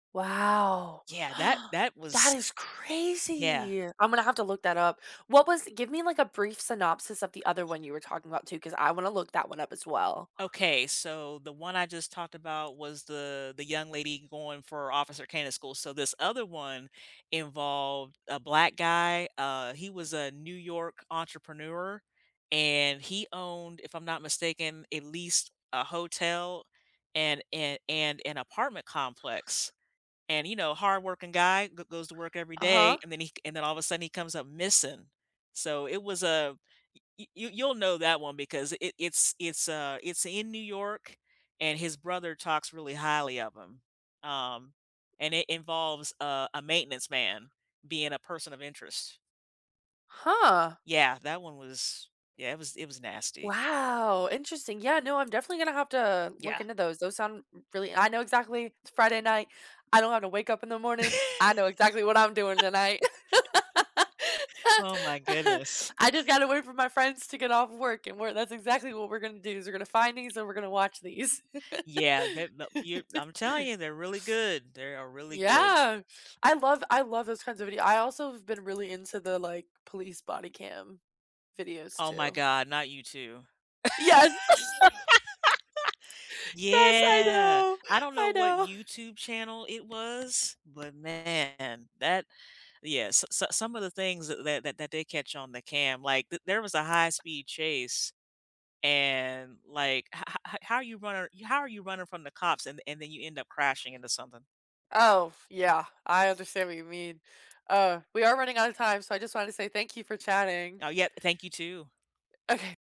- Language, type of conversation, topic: English, unstructured, After a long day, what comfort shows or movies do you turn to, and why?
- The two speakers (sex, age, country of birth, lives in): female, 20-24, United States, United States; female, 40-44, United States, United States
- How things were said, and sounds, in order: gasp; tapping; laugh; chuckle; chuckle; chuckle; laughing while speaking: "Yes, I know, I know"; other background noise